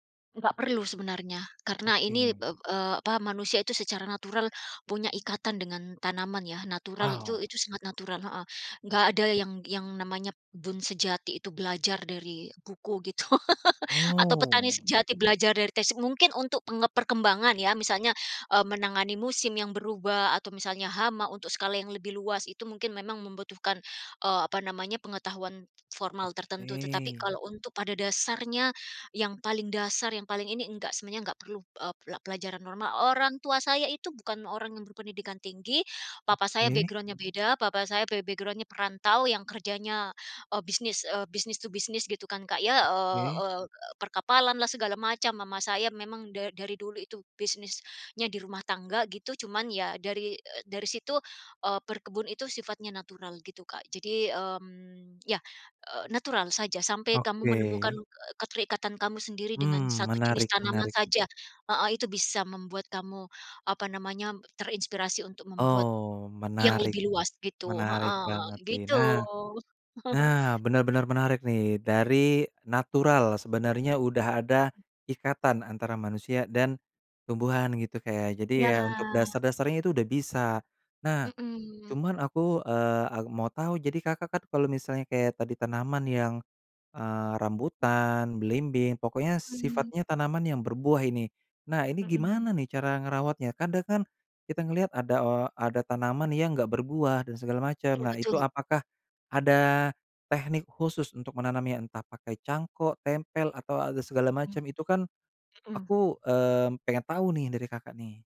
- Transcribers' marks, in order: tapping; laugh; other background noise; in English: "background-nya"; in English: "background-nya"; in English: "business to business"; chuckle
- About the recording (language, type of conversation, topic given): Indonesian, podcast, Kenapa kamu tertarik mulai berkebun, dan bagaimana caranya?